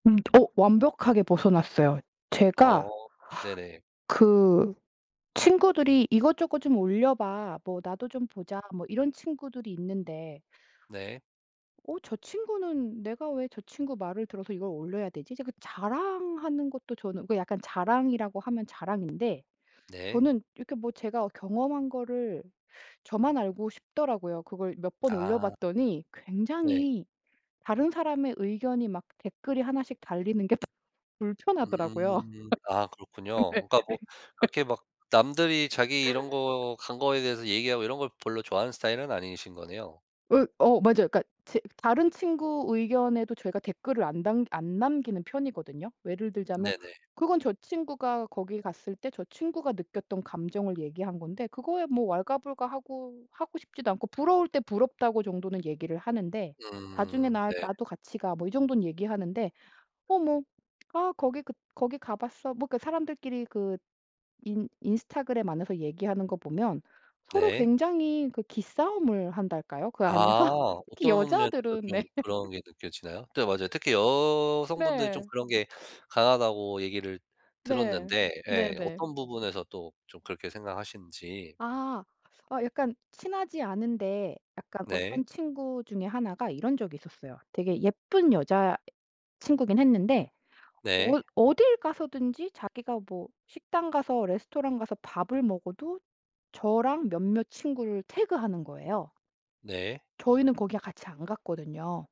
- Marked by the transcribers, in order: tapping; other background noise; laugh; laughing while speaking: "네. 그러니까 네"; laughing while speaking: "안에서?"; laughing while speaking: "네"
- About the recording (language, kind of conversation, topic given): Korean, podcast, SNS에서 받는 좋아요와 팔로워 수는 자존감에 어떤 영향을 줄까요?